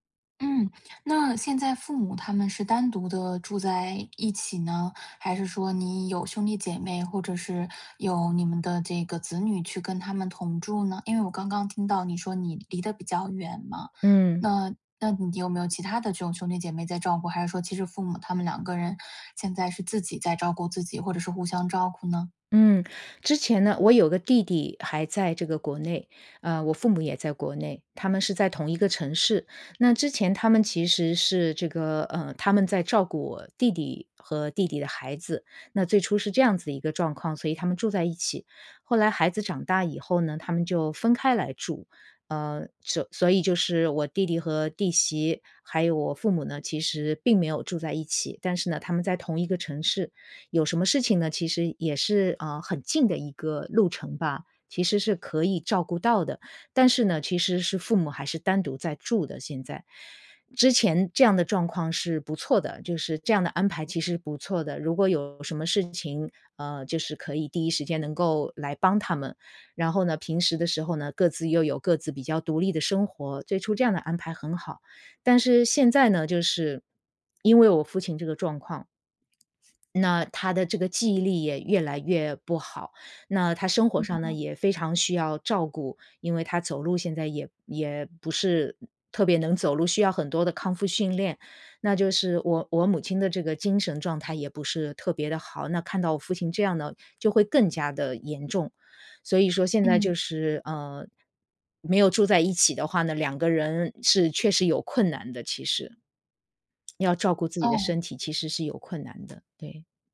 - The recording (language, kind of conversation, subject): Chinese, advice, 父母年老需要更多照顾与安排
- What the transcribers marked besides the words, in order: tapping; other background noise